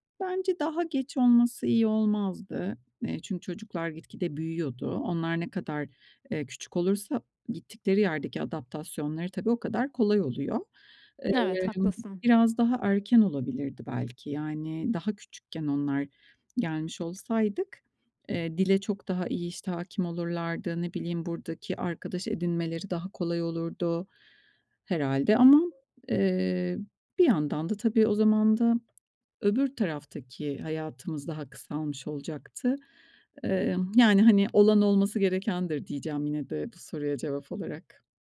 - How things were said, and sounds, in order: other background noise; tapping
- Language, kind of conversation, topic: Turkish, podcast, Değişim için en cesur adımı nasıl attın?